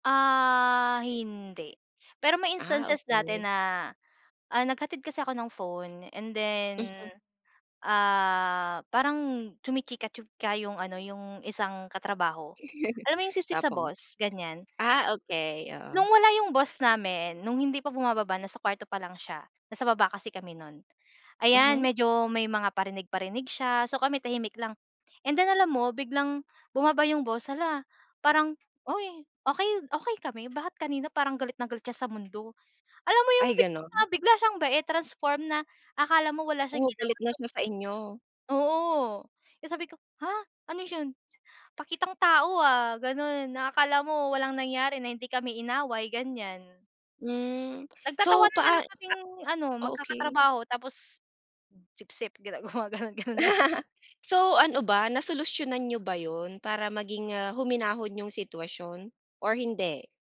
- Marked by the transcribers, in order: gasp; in English: "instances"; gasp; tapping; "chumichika-chika" said as "chumichika-chuka"; chuckle; gasp; gasp; in English: "transform"; gasp; laughing while speaking: "gumagano'n, gano'n na lang"; chuckle
- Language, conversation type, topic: Filipino, podcast, Paano ka nagpapawi ng stress sa opisina?